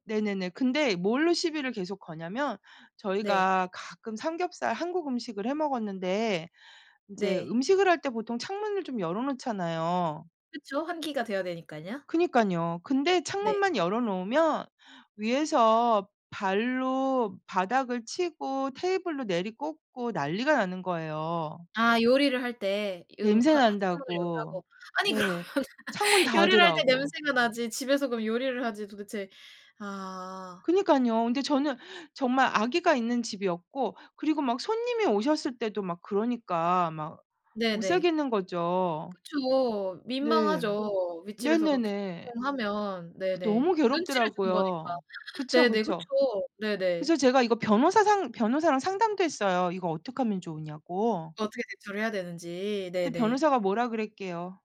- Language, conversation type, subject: Korean, podcast, 이웃 간 갈등이 생겼을 때 가장 원만하게 해결하는 방법은 무엇인가요?
- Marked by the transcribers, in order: laughing while speaking: "그러면은"; other background noise; unintelligible speech